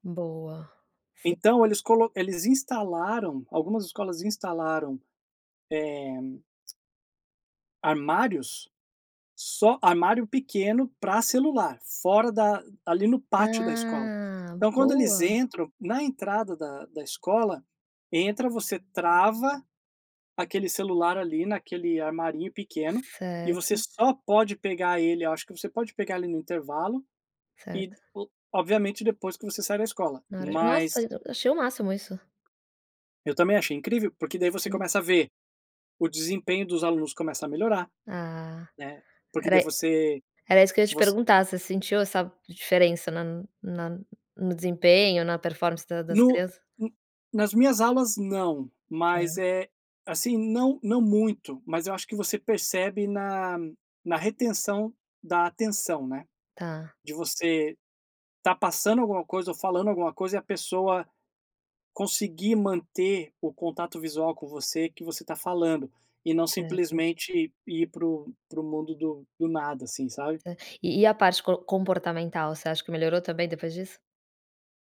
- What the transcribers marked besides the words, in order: tongue click
- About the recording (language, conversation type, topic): Portuguese, podcast, Como o celular te ajuda ou te atrapalha nos estudos?